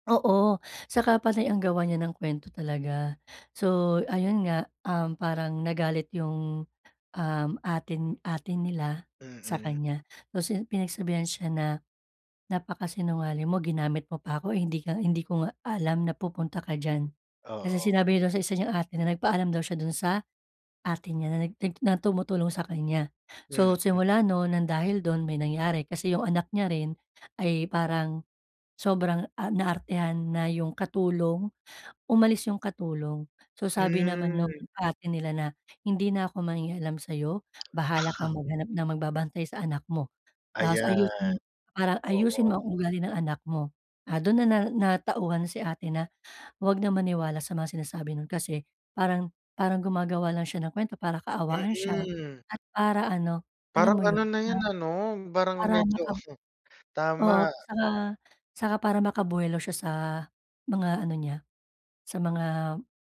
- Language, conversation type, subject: Filipino, advice, Paano ako makapagbibigay ng puna na malinaw at nakakatulong?
- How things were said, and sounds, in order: tapping; chuckle